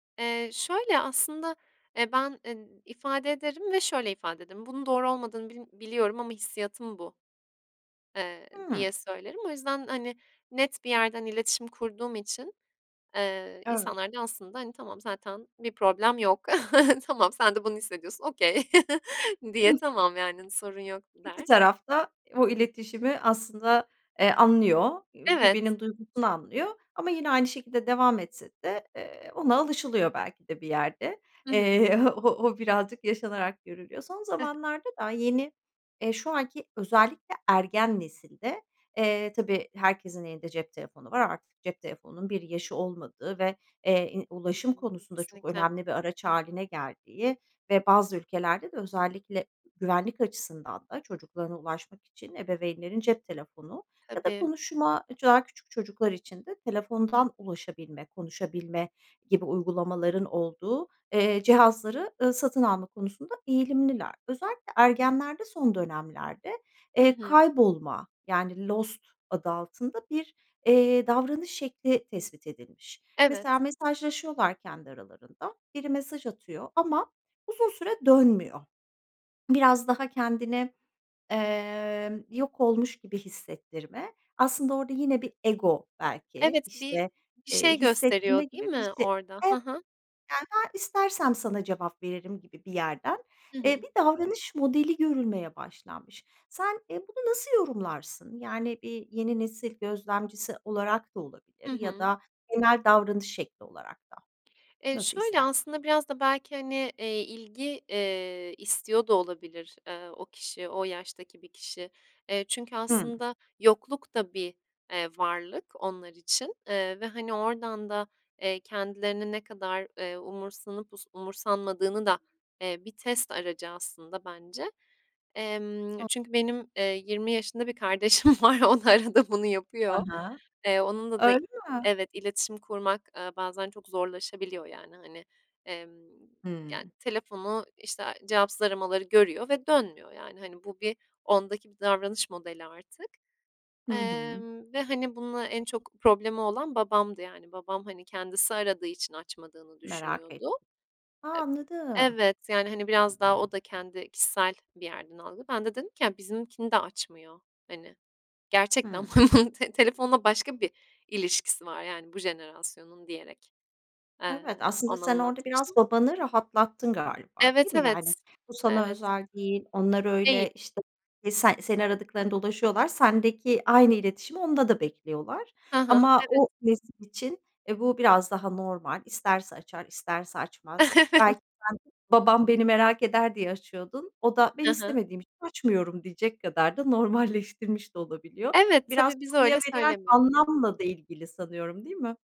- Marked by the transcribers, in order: tapping; chuckle; in English: "okay"; other background noise; laughing while speaking: "Eee"; chuckle; unintelligible speech; in English: "lost"; unintelligible speech; laughing while speaking: "kardeşim var"; laughing while speaking: "arada"; chuckle; chuckle; laughing while speaking: "normalleştirmiş"
- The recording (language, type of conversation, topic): Turkish, podcast, Okundu bildirimi seni rahatsız eder mi?